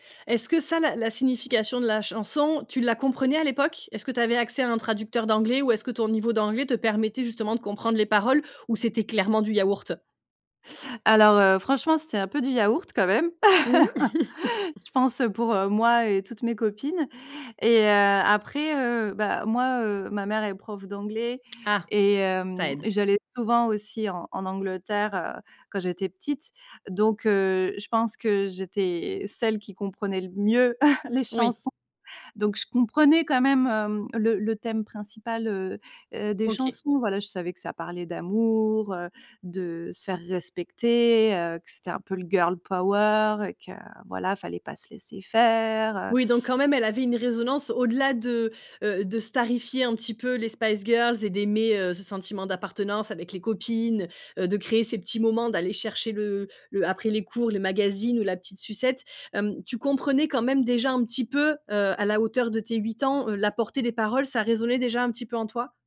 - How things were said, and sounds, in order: chuckle; laughing while speaking: "les chansons"; in English: "Girl power"; stressed: "faire"
- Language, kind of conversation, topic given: French, podcast, Quelle chanson te rappelle ton enfance ?